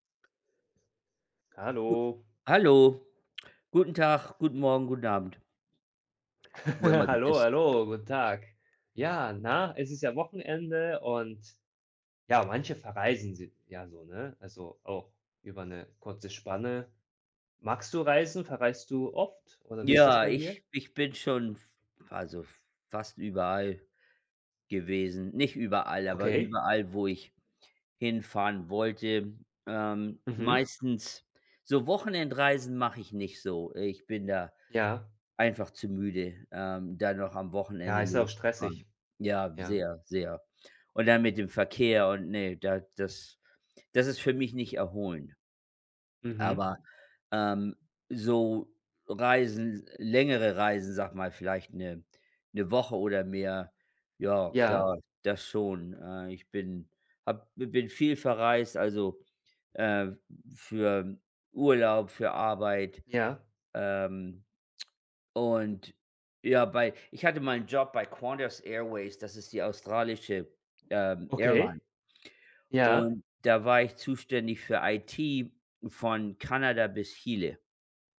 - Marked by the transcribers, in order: chuckle; other background noise; tapping; tongue click
- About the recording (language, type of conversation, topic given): German, unstructured, Reist du am liebsten alleine oder mit Freunden?